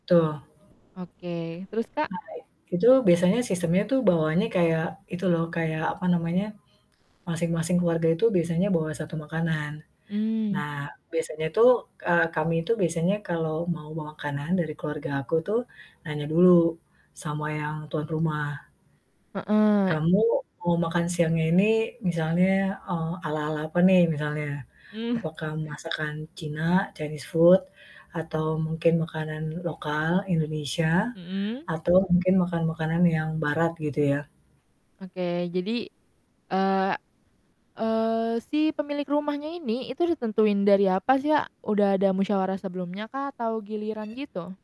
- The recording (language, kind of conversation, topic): Indonesian, podcast, Apa etika dasar yang perlu diperhatikan saat membawa makanan ke rumah orang lain?
- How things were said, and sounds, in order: static; distorted speech; in English: "Chinese food"; other background noise